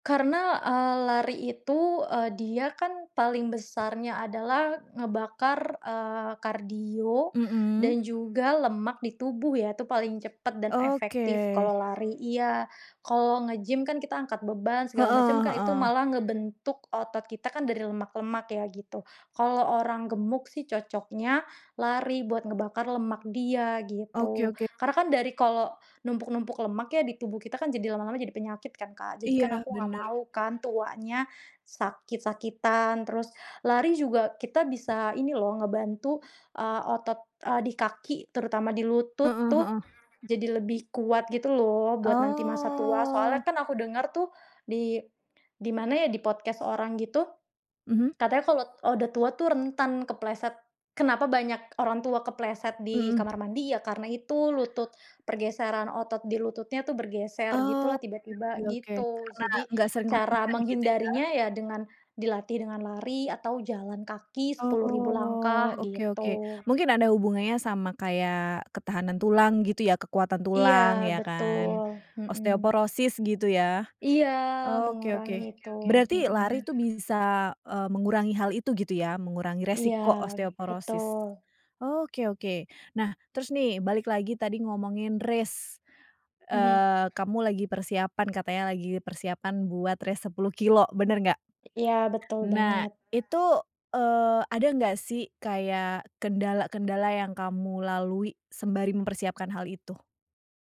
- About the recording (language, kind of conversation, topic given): Indonesian, podcast, Bagaimana hobimu memengaruhi kehidupan sehari-harimu?
- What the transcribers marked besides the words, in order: background speech; tapping; drawn out: "Oh"; in English: "podcast"; other background noise; drawn out: "Oh"; in English: "race"; in English: "race"